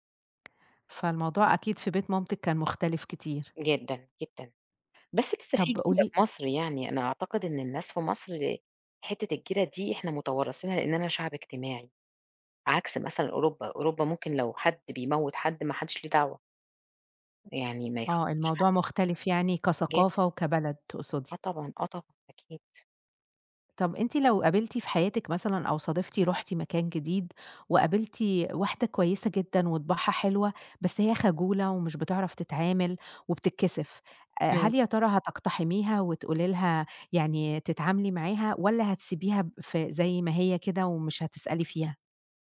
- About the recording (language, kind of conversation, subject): Arabic, podcast, إيه الحاجات اللي بتقوّي الروابط بين الجيران؟
- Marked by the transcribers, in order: unintelligible speech